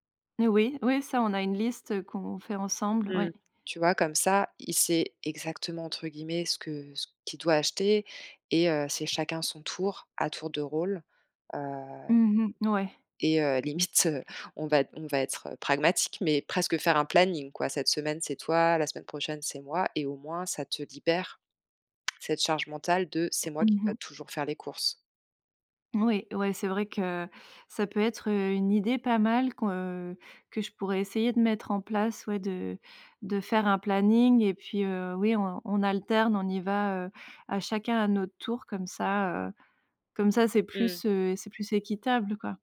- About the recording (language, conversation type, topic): French, advice, Comment gérer les conflits liés au partage des tâches ménagères ?
- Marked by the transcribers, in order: none